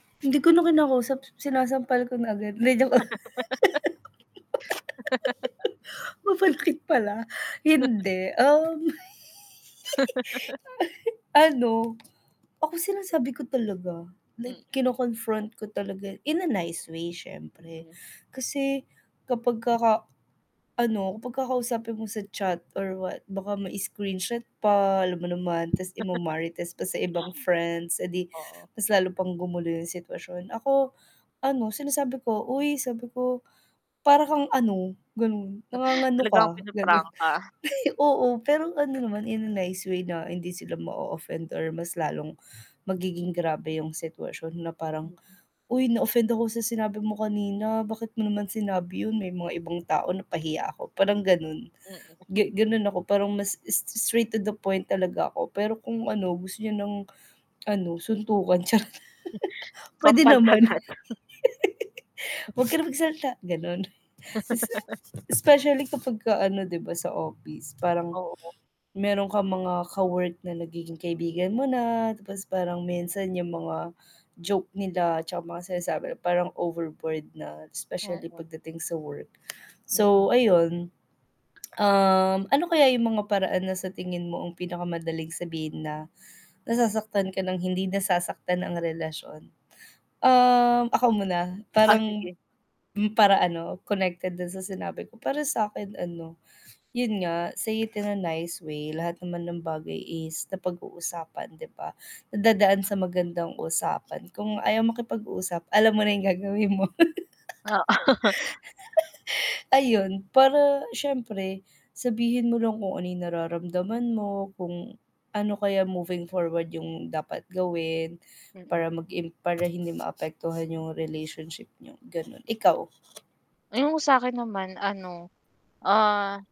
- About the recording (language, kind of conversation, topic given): Filipino, unstructured, Paano mo sasabihin sa isang kaibigan na nasasaktan ka?
- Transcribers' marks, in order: static; laugh; laugh; giggle; tapping; chuckle; laugh; laugh; laughing while speaking: "ganon"; chuckle; chuckle; laugh; laughing while speaking: "agad"; laugh; other background noise; chuckle; in English: "overboard"; tsk; laughing while speaking: "Oo"; laugh